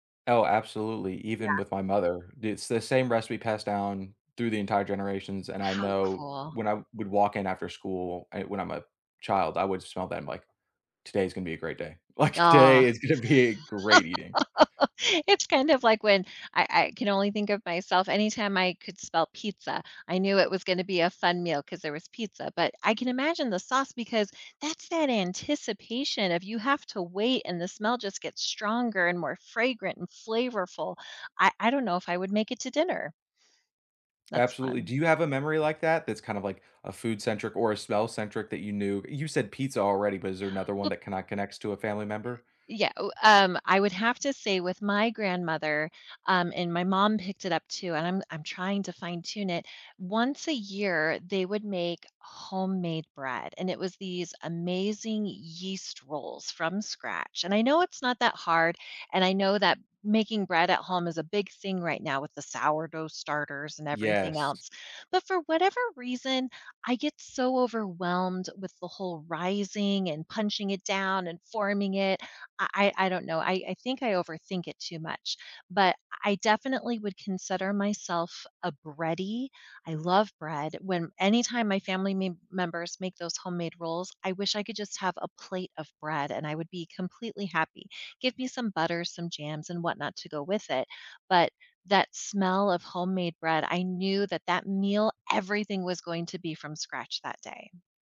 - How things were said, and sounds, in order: laughing while speaking: "Like, today"; laugh; sniff; stressed: "everything"
- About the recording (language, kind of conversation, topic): English, unstructured, What is a memory that always makes you think of someone you’ve lost?